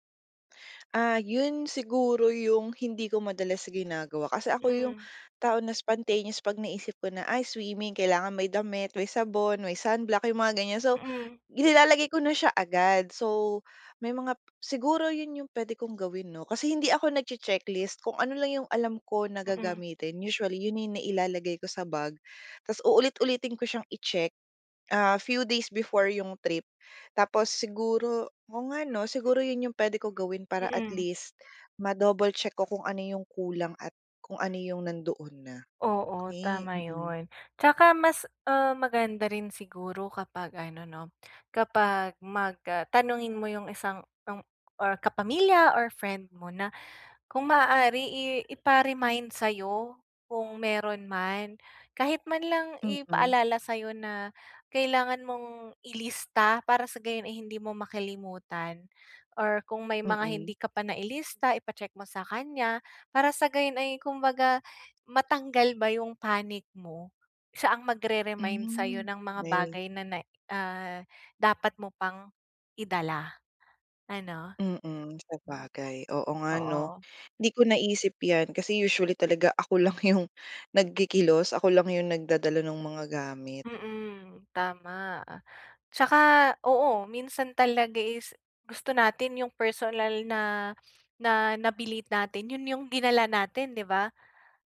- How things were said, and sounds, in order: other background noise; in English: "spontaneous"; dog barking; "makalimutan" said as "mikilimutan"; tapping; other noise; laughing while speaking: "'yong"
- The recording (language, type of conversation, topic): Filipino, advice, Paano ko mapapanatili ang pag-aalaga sa sarili at mababawasan ang stress habang naglalakbay?